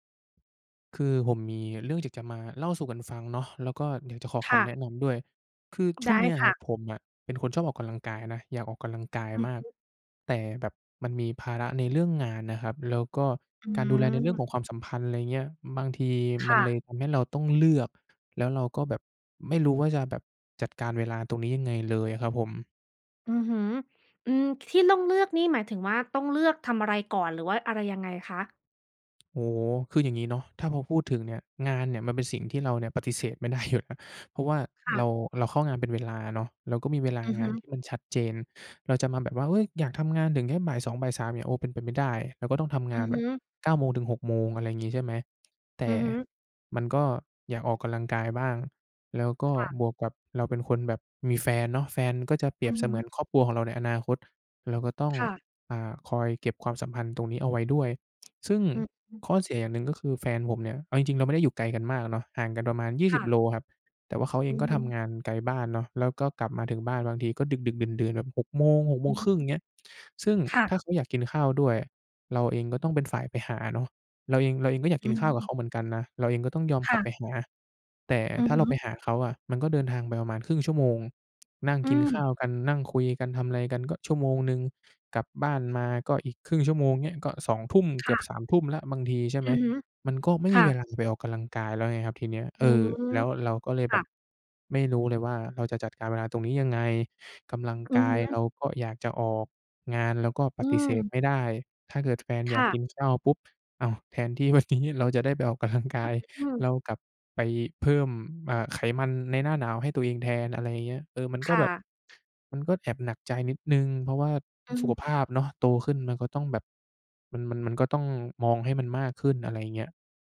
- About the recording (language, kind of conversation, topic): Thai, advice, ฉันจะหาเวลาออกกำลังกายได้อย่างไรในเมื่อมีงานและต้องดูแลครอบครัว?
- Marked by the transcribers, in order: other background noise; "ออกกำลังกาย" said as "ออกกะลังกาย"; "ออกกำลังกาย" said as "ออกกะลังกาย"; tapping; "ออกกำลังกาย" said as "ออกกะลังกาย"; laughing while speaking: "วันนี้"; "ออกกำลังกาย" said as "ออกกะลังกาย"